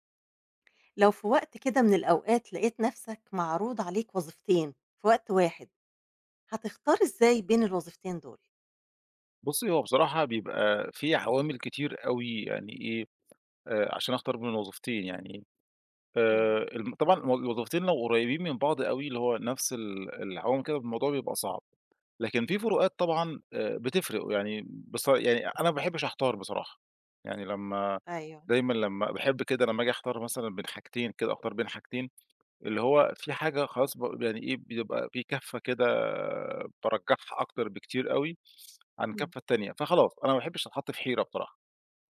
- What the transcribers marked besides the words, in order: none
- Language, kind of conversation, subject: Arabic, podcast, إزاي تختار بين وظيفتين معروضين عليك؟